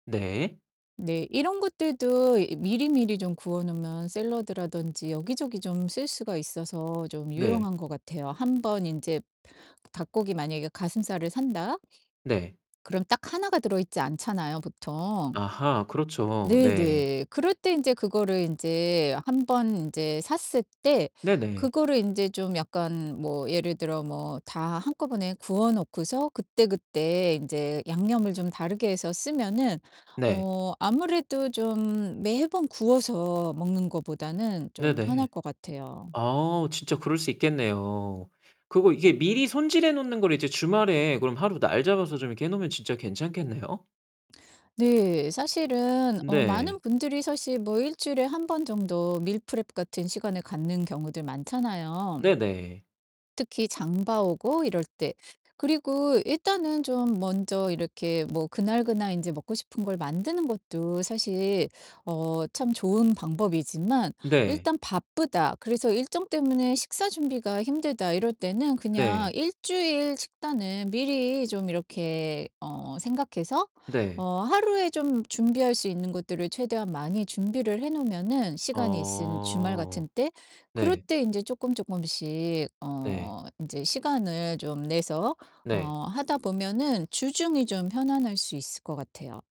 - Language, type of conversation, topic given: Korean, advice, 바쁜 일정 때문에 건강한 식사를 준비할 시간이 부족한 상황을 설명해 주실 수 있나요?
- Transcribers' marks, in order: mechanical hum; in English: "meal prep"; drawn out: "어"